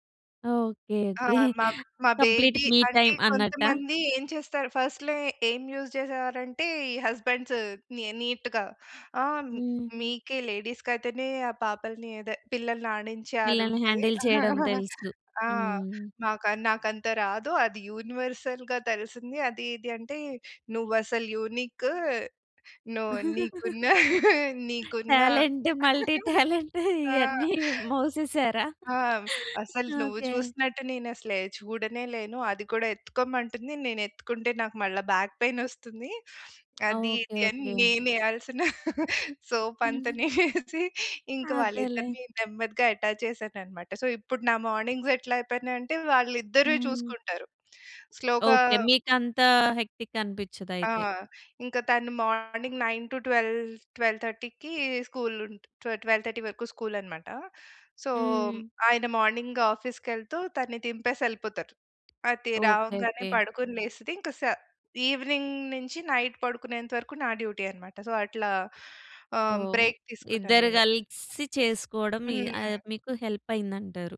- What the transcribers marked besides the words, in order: chuckle; in English: "కంప్లీట్"; in English: "బేబీ"; in English: "ఫస్ట్‌లో"; in English: "యూజ్"; in English: "హస్బండ్స్"; in English: "నీట్‌గా"; in English: "లేడీస్‌కి"; in English: "హ్యాండిల్"; chuckle; in English: "యూనివర్సల్‌గా"; in English: "యూనిక్"; laughing while speaking: "టాలెంట్. మల్టీ టాలెంట్ ఇయన్నీ మోసేసారా? ఓకే"; in English: "టాలెంట్. మల్టీ టాలెంట్"; laugh; in English: "బ్యాక్ పెయిన్"; laughing while speaking: "సోప్ అంత నేనేసి"; in English: "సోప్"; other noise; in English: "అటాచ్"; in English: "సో"; in English: "మార్నింగ్స్"; in English: "స్లో‌గా"; in English: "హెక్టిక్"; in English: "మార్నింగ్ నైన్ టూ ట్వెల్వ్, ట్వెల్వ్ థర్టీ‌కి"; in English: "సో"; in English: "మార్నింగ్"; in English: "ఈవెనింగ్"; in English: "నైట్"; in English: "డ్యూటీ"; in English: "సో"; in English: "బ్రేక్"; other background noise; in English: "హెల్ప్"
- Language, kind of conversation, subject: Telugu, podcast, నిరంతర ఒత్తిడికి బాధపడినప్పుడు మీరు తీసుకునే మొదటి మూడు చర్యలు ఏవి?